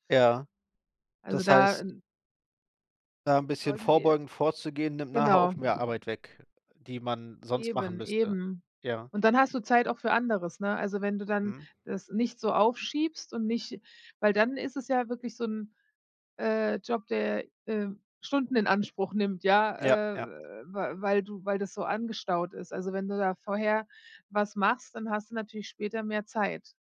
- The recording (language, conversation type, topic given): German, advice, Warum schiebe ich ständig wichtige Aufgaben auf?
- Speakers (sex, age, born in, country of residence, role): female, 40-44, Germany, United States, advisor; male, 30-34, Germany, Germany, user
- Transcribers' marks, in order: other background noise; drawn out: "äh"